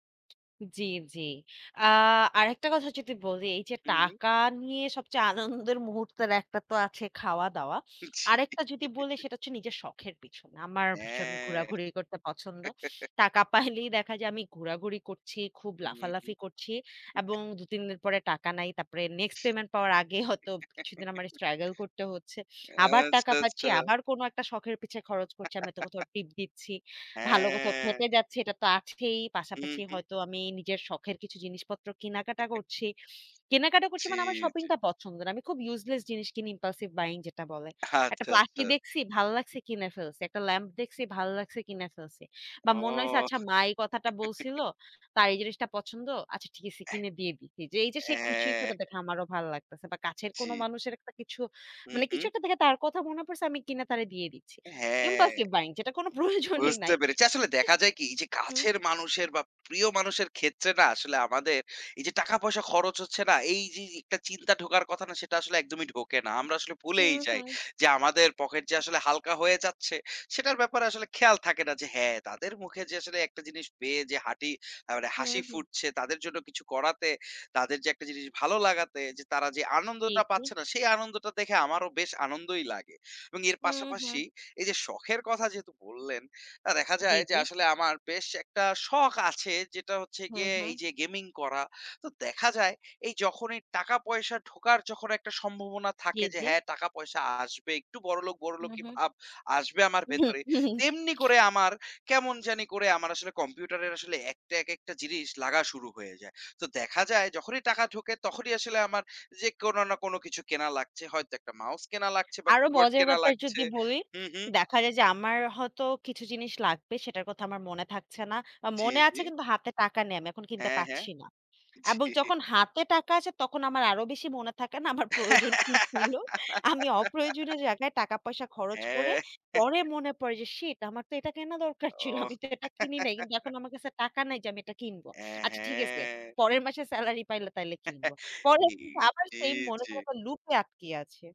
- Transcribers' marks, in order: tapping; laughing while speaking: "জ্বি"; giggle; other background noise; drawn out: "অ্যা"; laugh; chuckle; laugh; laughing while speaking: "আচ্ছা, আচ্ছা"; laugh; drawn out: "হ্যাঁ"; laugh; in English: "impulsive buying"; laugh; other noise; drawn out: "হ্যাঁ"; drawn out: "হ্যাঁ"; in English: "impulsive buying"; chuckle; "কিবোর্ড" said as "কিওয়ার্ড"; laughing while speaking: "জ্বি"; giggle; laugh; laugh; drawn out: "হ্যাঁ"; laugh
- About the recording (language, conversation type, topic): Bengali, unstructured, টাকা নিয়ে আপনার সবচেয়ে আনন্দের মুহূর্ত কোনটি?